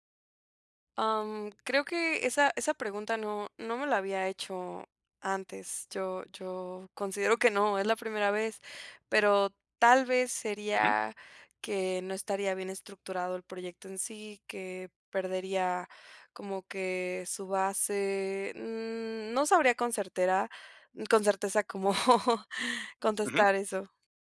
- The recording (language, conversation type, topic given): Spanish, advice, ¿Cómo puedo equilibrar la ambición y la paciencia al perseguir metas grandes?
- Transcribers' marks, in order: laughing while speaking: "cómo"